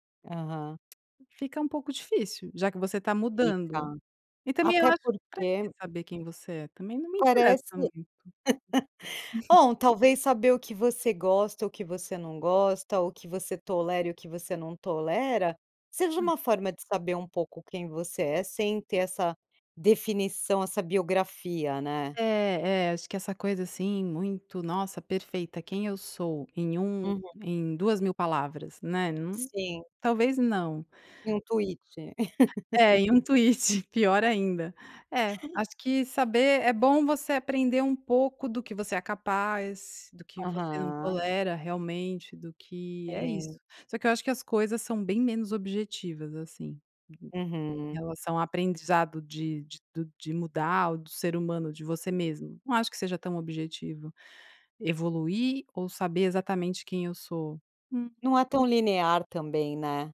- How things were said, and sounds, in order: tapping; laugh; laugh
- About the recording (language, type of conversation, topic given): Portuguese, podcast, Como você lida com dúvidas sobre quem você é?